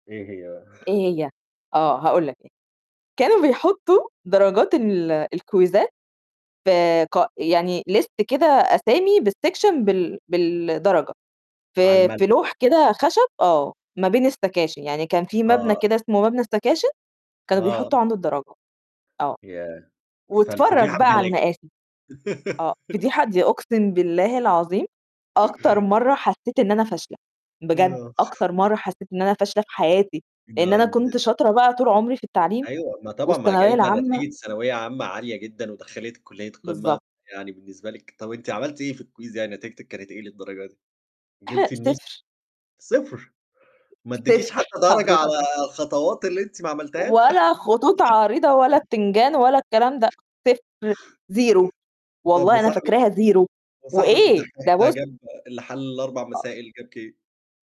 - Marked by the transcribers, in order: chuckle; in English: "الكويزات"; in English: "ليست"; in English: "بالسكشن"; in English: "السكاشن"; in English: "السكاشن"; laugh; other noise; unintelligible speech; in English: "الquiz"; throat clearing; tapping; laugh; in English: "zero"; in English: "zero"
- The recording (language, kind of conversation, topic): Arabic, podcast, إزاي تفضل محافظ على حماسك بعد فشل مؤقت؟